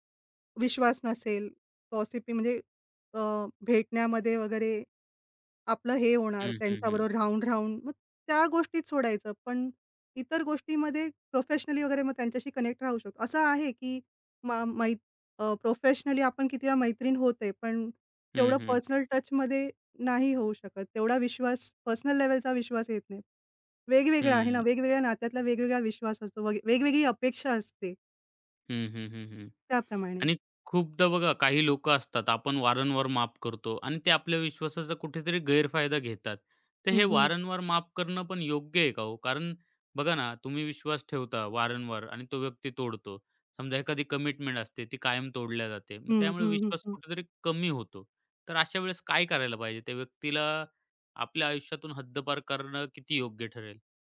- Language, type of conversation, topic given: Marathi, podcast, एकदा विश्वास गेला तर तो कसा परत मिळवता?
- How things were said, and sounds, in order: in English: "पॉसिब्ली"; in English: "प्रोफेशनली"; in English: "कनेक्ट"; in English: "प्रोफेशनली"; in English: "पर्सनल टचमध्ये"; in English: "पर्सनल लेवलचा"; in English: "कमिटमेंट"